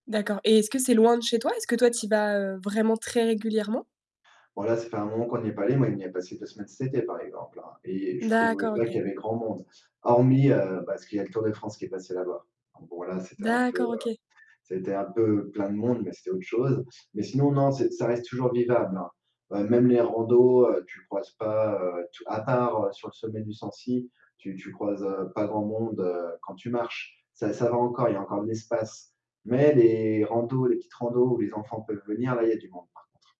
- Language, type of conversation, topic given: French, podcast, As-tu un endroit dans la nature qui te fait du bien à chaque visite ?
- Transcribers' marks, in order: static; tapping